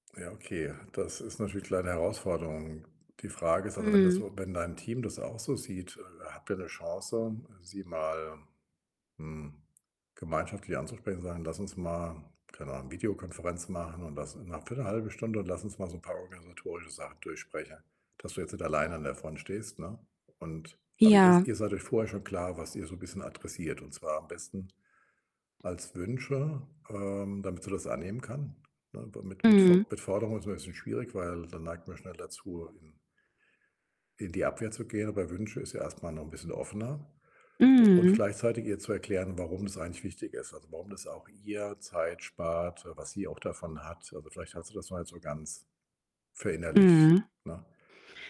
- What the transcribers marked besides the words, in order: tapping; distorted speech; other background noise
- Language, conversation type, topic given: German, advice, Wie kann ich besser mit Kritik umgehen, ohne emotional zu reagieren?